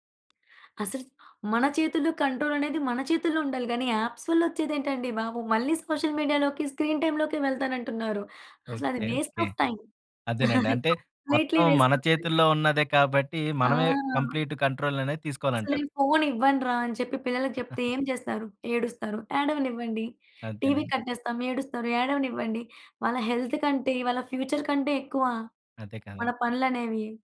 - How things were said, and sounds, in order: tapping; in English: "యాప్స్"; in English: "సోషల్ మీడియా‌లోకి, స్క్రీన్ టైమ్‌లోకే"; other background noise; in English: "వేస్ట్ ఆఫ్ టైమ్"; giggle; in English: "కంప్లీట్లీ వేస్ట్ ఆఫ్ టైమ్"; giggle; in English: "హెల్త్"; in English: "ఫ్యూచర్"
- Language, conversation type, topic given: Telugu, podcast, పిల్లల స్క్రీన్ వినియోగాన్ని ఇంట్లో ఎలా నియంత్రించాలనే విషయంలో మీరు ఏ సలహాలు ఇస్తారు?
- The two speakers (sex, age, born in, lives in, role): female, 20-24, India, India, guest; male, 30-34, India, India, host